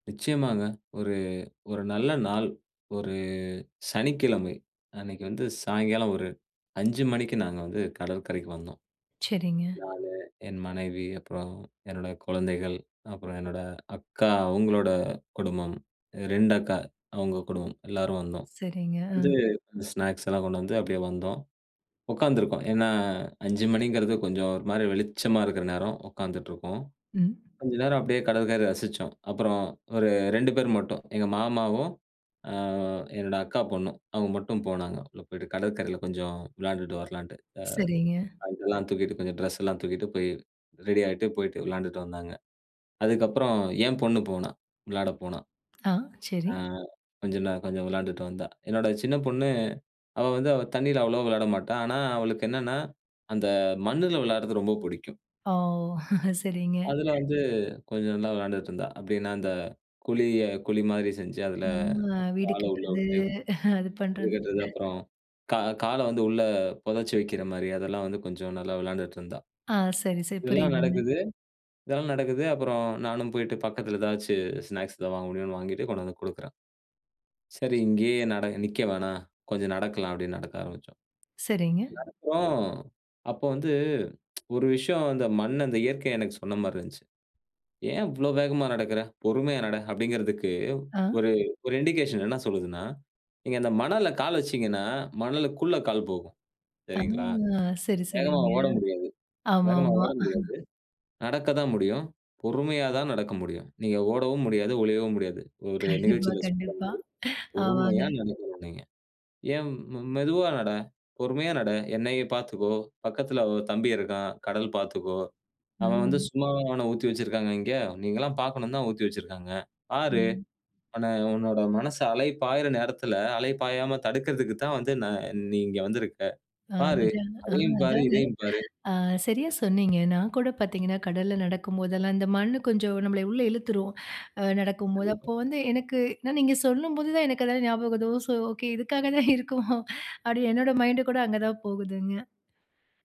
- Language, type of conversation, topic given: Tamil, podcast, கடற்கரையில் நடக்கும்போது உங்களுக்கு என்ன எண்ணங்கள் தோன்றுகின்றன?
- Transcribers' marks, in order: drawn out: "ஒரு"; tapping; chuckle; unintelligible speech; laughing while speaking: "அது பண்றதுன்"; other noise; tsk; in English: "இன்டிகேஷன்"; drawn out: "ஆ"; laughing while speaking: "ஆமாம்மா"; laughing while speaking: "கண்டிப்பா, கண்டிப்பா. ஆமாங்க"; laughing while speaking: "நான் நீங்க சொல்லும்போது தான் எனக்கு அதெல்லாம் ஞாபகவது. ஒ சோ ஓகே இதுக்காகதா இருக்கோ"